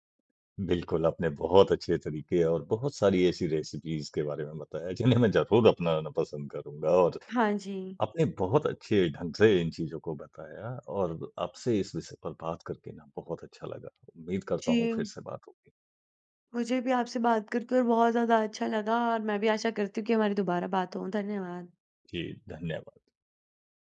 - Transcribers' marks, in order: in English: "रेसिपीज़"; laughing while speaking: "जिन्हें मैं"
- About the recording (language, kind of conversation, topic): Hindi, podcast, बजट में स्वस्थ भोजन की योजना कैसे बनाएं?